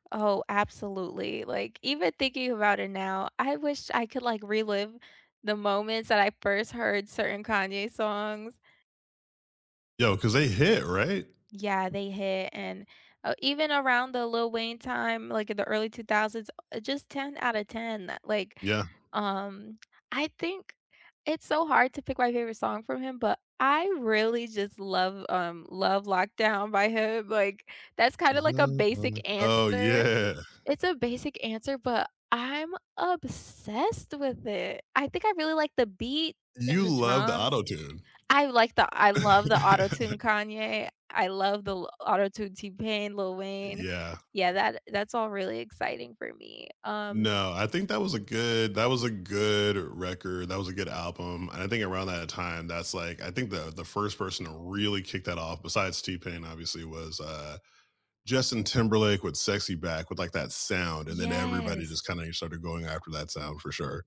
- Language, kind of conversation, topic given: English, unstructured, What live performance moments—whether you were there in person or watching live on screen—gave you chills, and what made them unforgettable?
- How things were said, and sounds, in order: other background noise; unintelligible speech; laughing while speaking: "yeah"; laugh; tapping